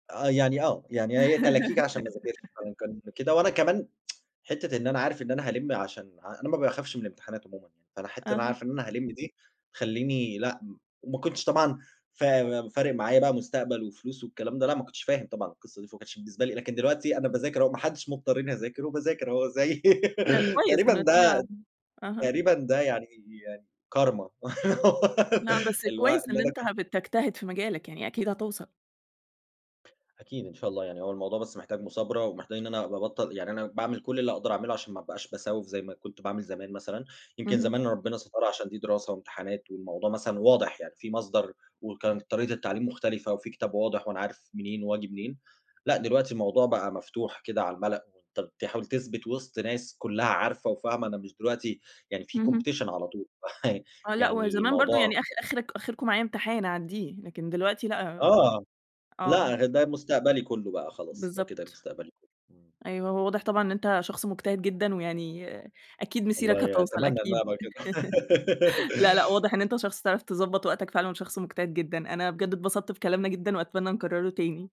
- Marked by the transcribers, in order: laugh; tsk; other background noise; laugh; in English: "كارما"; laughing while speaking: "الو"; laugh; in English: "competition"; chuckle; background speech; laugh; laugh
- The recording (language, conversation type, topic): Arabic, podcast, إزاي تتخلّص من عادة التسويف وإنت بتذاكر؟